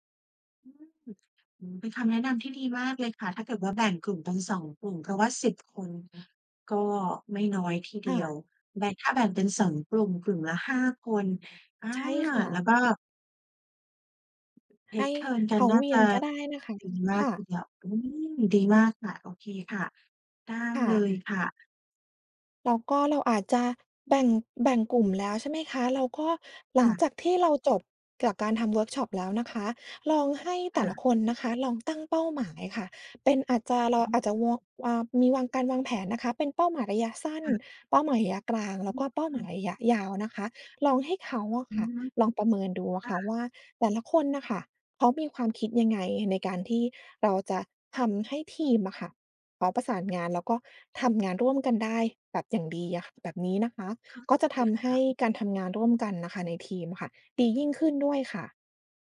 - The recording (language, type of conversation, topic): Thai, advice, เริ่มงานใหม่แล้วกลัวปรับตัวไม่ทัน
- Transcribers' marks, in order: in English: "take turns"; other background noise